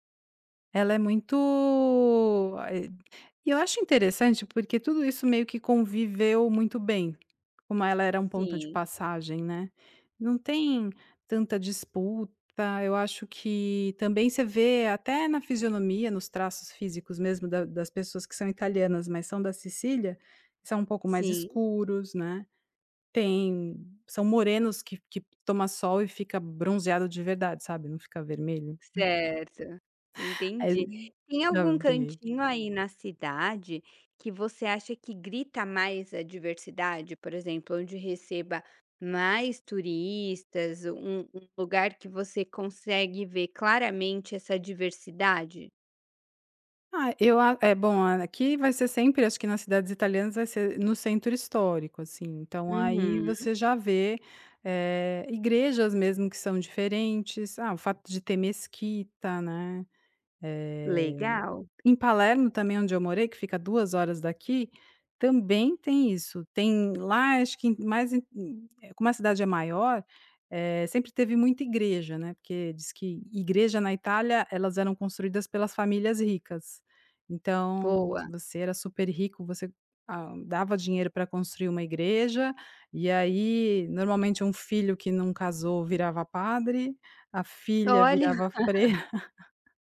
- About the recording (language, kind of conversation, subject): Portuguese, podcast, Como a cidade onde você mora reflete a diversidade cultural?
- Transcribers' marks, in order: unintelligible speech; laugh; laughing while speaking: "freira"